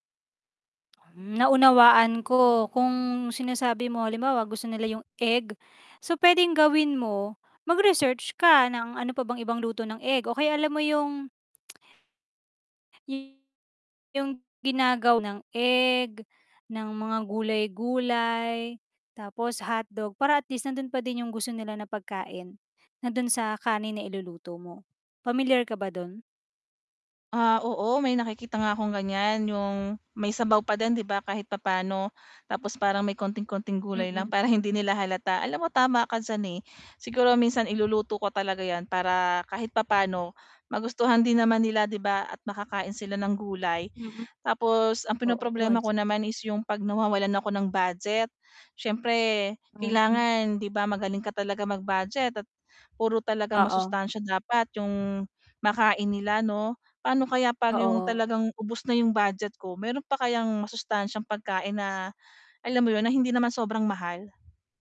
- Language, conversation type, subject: Filipino, advice, Paano ako makapaghahanda ng masustansiyang pagkain kahit walang oras magluto habang nagtatrabaho?
- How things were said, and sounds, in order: static; tapping; other background noise; tsk; distorted speech; "ginagawa" said as "ginagaw"; dog barking